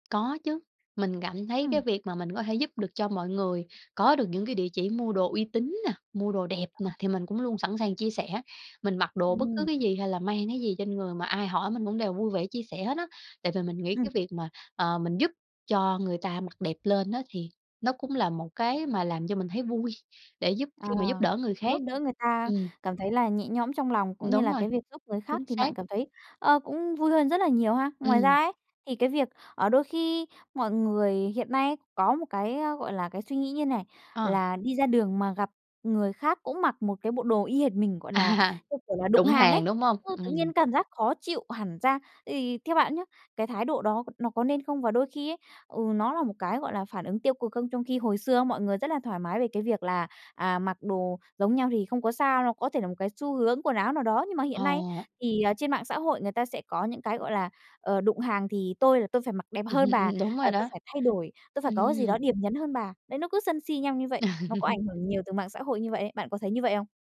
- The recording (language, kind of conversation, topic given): Vietnamese, podcast, Bạn nhớ lần nào trang phục đã khiến bạn tự tin nhất không?
- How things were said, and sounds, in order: tapping; unintelligible speech; laughing while speaking: "vui"; other background noise; laughing while speaking: "À"; laugh